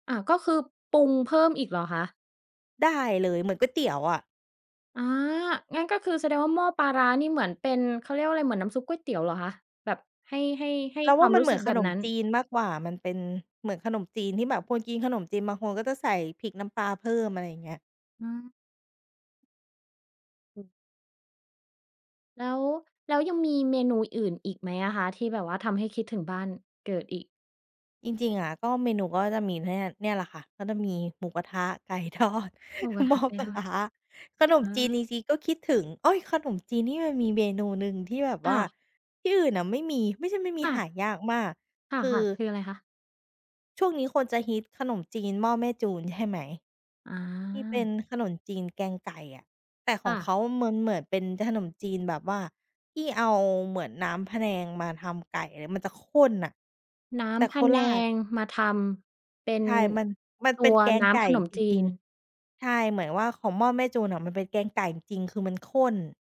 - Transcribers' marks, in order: tapping; laughing while speaking: "ไก่ทอด หม้อปลาร้า"
- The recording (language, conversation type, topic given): Thai, podcast, อาหารบ้านเกิดที่คุณคิดถึงที่สุดคืออะไร?